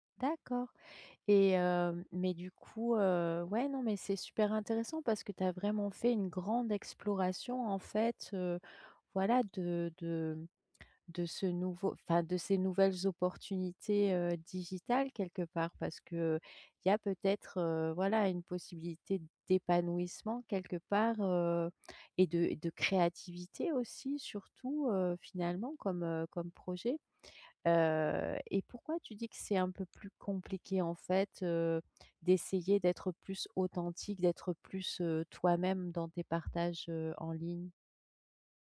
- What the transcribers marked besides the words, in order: stressed: "créativité"
- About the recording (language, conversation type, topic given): French, advice, Comment puis-je rester fidèle à moi-même entre ma vie réelle et ma vie en ligne ?